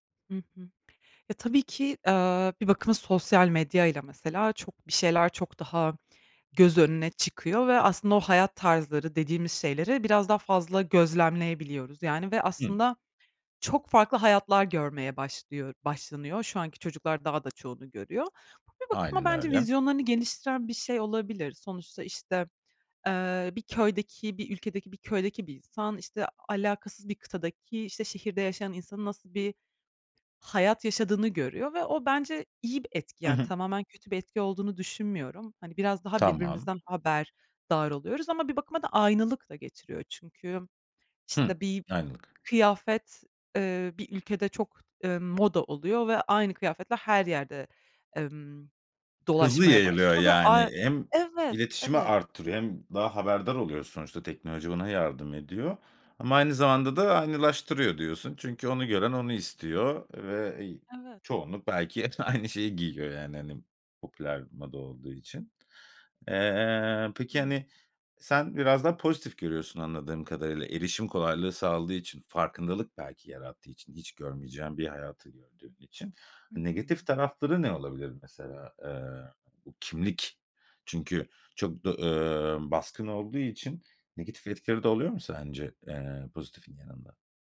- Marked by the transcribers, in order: other background noise; laughing while speaking: "hep aynı şeyi giyiyor"
- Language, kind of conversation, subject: Turkish, podcast, Başkalarının görüşleri senin kimliğini nasıl etkiler?